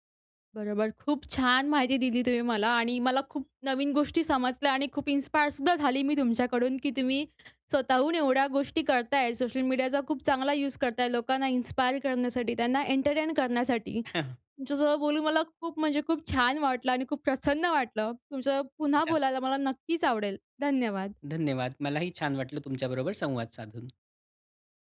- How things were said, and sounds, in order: chuckle
- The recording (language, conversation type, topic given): Marathi, podcast, सोशल मीडियावर काय शेअर करावं आणि काय टाळावं, हे तुम्ही कसं ठरवता?